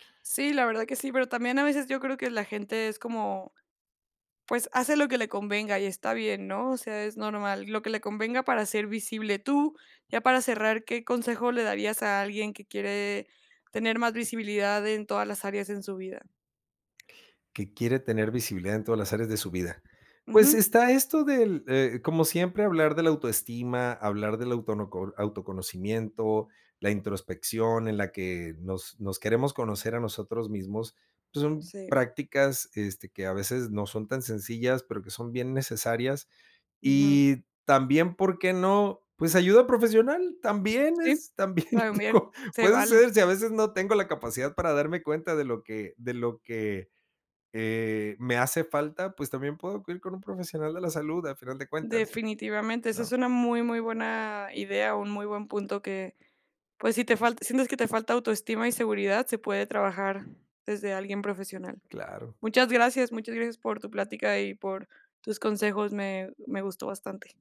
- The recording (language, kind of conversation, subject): Spanish, podcast, ¿Por qué crees que la visibilidad es importante?
- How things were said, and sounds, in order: other background noise; laughing while speaking: "también digo"